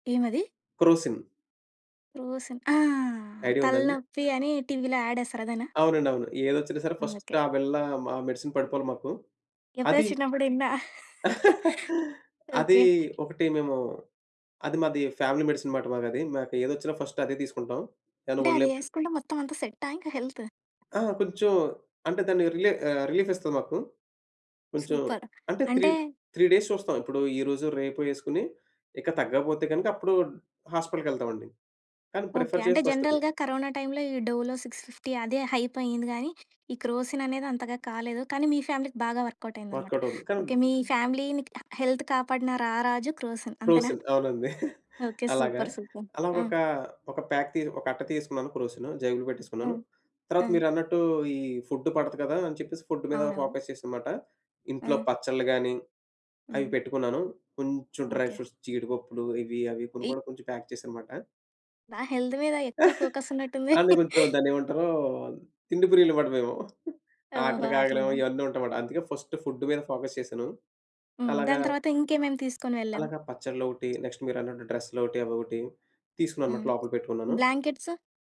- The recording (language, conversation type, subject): Telugu, podcast, ఒంటరి ప్రయాణంలో సురక్షితంగా ఉండేందుకు మీరు పాటించే ప్రధాన నియమాలు ఏమిటి?
- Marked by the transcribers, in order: in English: "క్రోసిన్"; in English: "క్రోసిన్"; in English: "ఫస్ట్"; in English: "మెడిసిన్"; chuckle; in English: "ఫ్యామిలీ మెడిసిన్"; in English: "ఫస్ట్"; in English: "త్రీ త్రీ డేస్"; in English: "సూపర్"; in English: "హాస్పిటల్‌కెళ్తామండి"; in English: "ప్రిఫర్"; in English: "జనరల్‌గా"; in English: "టైమ్‌లో"; in English: "డోలో సిక్స్‌ఫిఫ్టీ"; in English: "క్రోసిన్"; in English: "ఫ్యామిలీకి"; in English: "ఫ్యామిలీ‌ని"; in English: "హెల్త్"; in English: "క్రోసిన్"; in English: "క్రోసిన్"; chuckle; in English: "సూపర్. సూపర్"; in English: "ప్యాక్"; in English: "ఫుడ్"; in English: "ఫుడ్"; in English: "ఫోకస్"; in English: "డ్రై ఫ్రూట్స్"; in English: "ప్యాక్"; in English: "హెల్త్"; chuckle; in English: "ఫస్ట్ ఫుడ్"; in English: "ఫోకస్"; tapping; in English: "బ్లాంకెట్స్?"